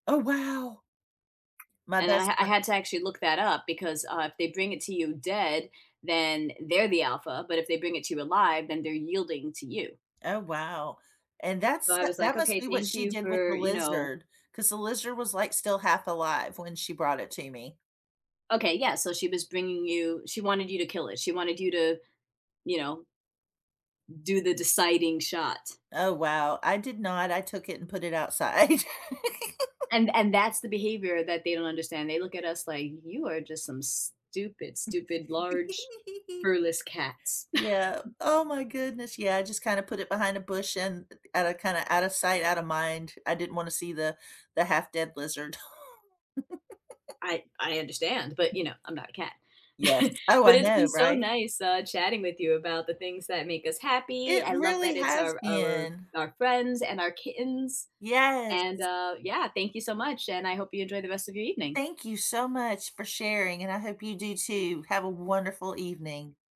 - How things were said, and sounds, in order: other background noise; chuckle; chuckle; chuckle; chuckle; chuckle
- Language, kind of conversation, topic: English, unstructured, What small joy brightened your week?